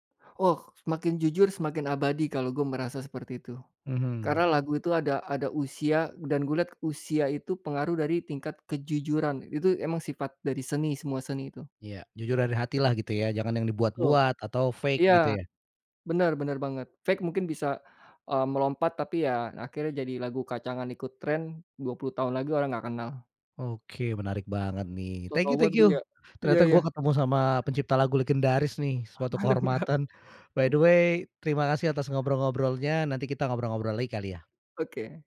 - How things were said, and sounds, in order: in English: "fake"; in English: "fake"; other background noise; unintelligible speech; in English: "by the way"
- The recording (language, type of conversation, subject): Indonesian, podcast, Bagaimana cerita pribadi kamu memengaruhi karya yang kamu buat?